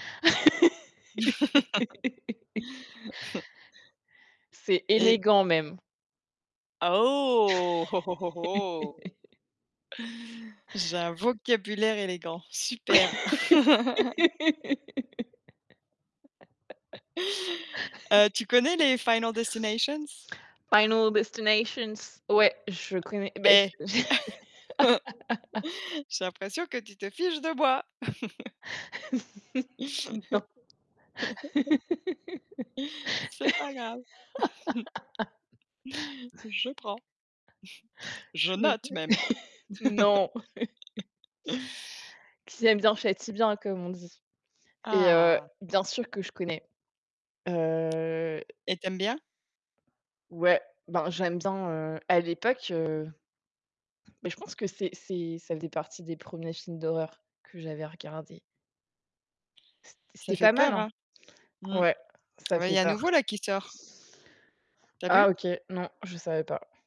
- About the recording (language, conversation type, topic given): French, unstructured, Comment réagis-tu à la peur dans les films d’horreur ?
- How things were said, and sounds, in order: laugh; other background noise; chuckle; chuckle; chuckle; laugh; laugh; put-on voice: "Final Destinations ?"; put-on voice: "Final Destinations"; laugh; laugh; laugh; chuckle; laughing while speaking: "Non"; chuckle; laugh; unintelligible speech; chuckle; laugh; distorted speech; drawn out: "Heu"; tapping